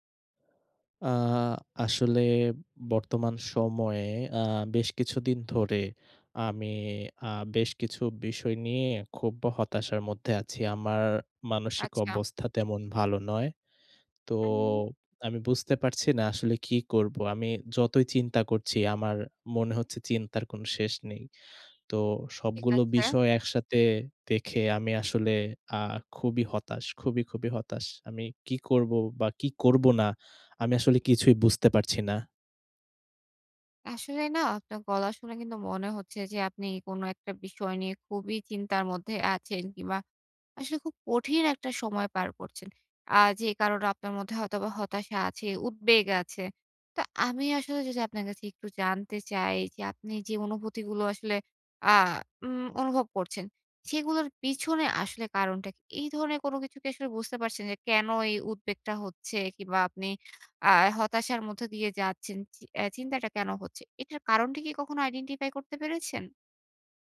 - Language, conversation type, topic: Bengali, advice, বৈশ্বিক সংকট বা রাজনৈতিক পরিবর্তনে ভবিষ্যৎ নিয়ে আপনার উদ্বেগ কী?
- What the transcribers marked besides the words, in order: "খুব" said as "খুব্ব"; horn; in English: "identify"